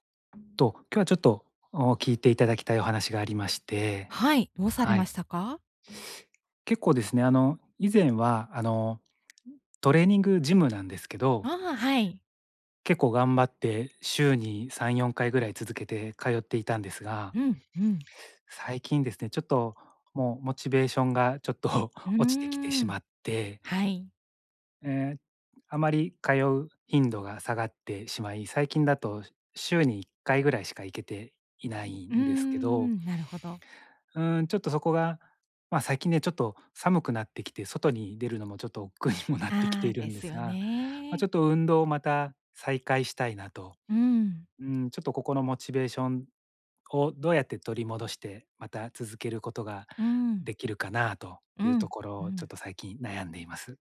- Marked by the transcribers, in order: other background noise; other noise; laughing while speaking: "億劫にもなって"
- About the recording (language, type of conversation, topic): Japanese, advice, モチベーションを取り戻して、また続けるにはどうすればいいですか？